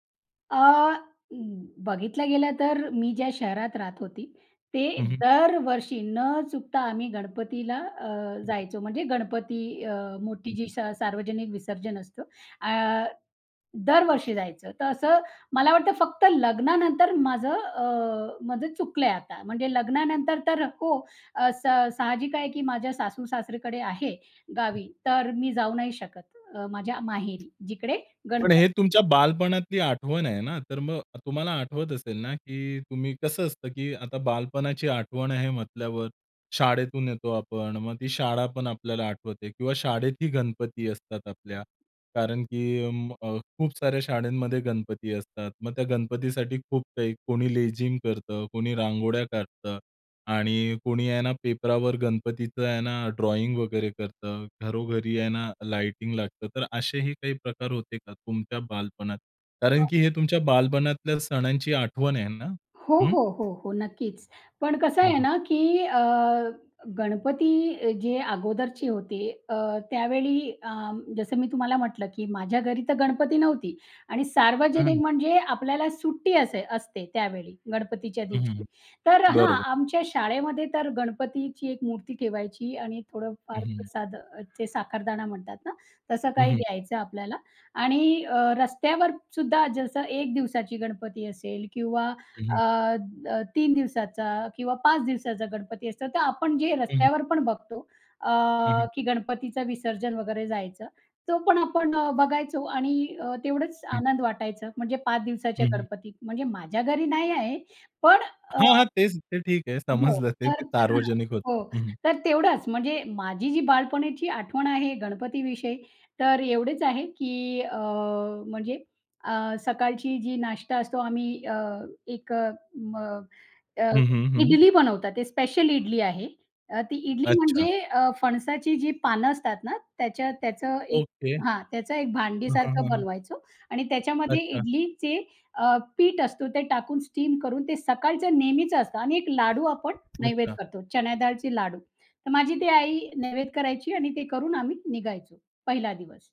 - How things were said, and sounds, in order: other background noise; other noise; tapping; in English: "ड्रॉइंग"; chuckle
- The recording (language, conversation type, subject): Marathi, podcast, बालपणीचा एखादा सण साजरा करताना तुम्हाला सर्वात जास्त कोणती आठवण आठवते?